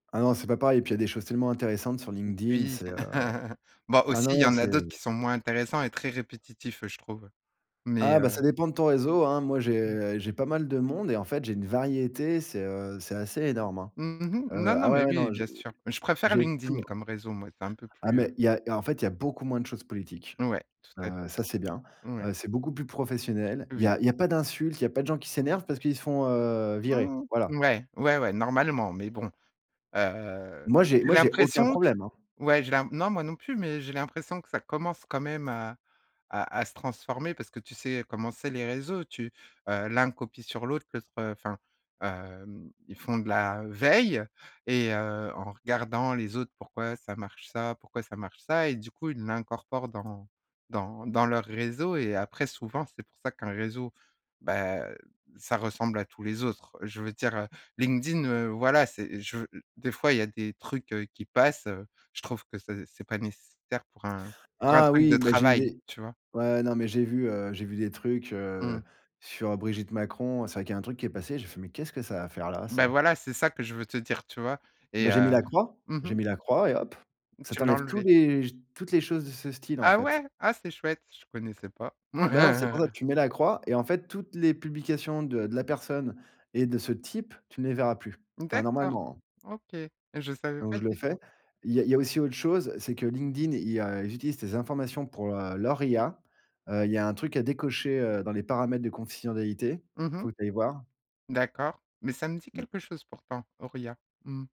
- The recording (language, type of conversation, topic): French, podcast, Quel impact les réseaux sociaux ont-ils sur ton humeur au quotidien ?
- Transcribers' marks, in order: other noise; laugh; other background noise; stressed: "veille"; laugh; "confidentialité" said as "confisentialité"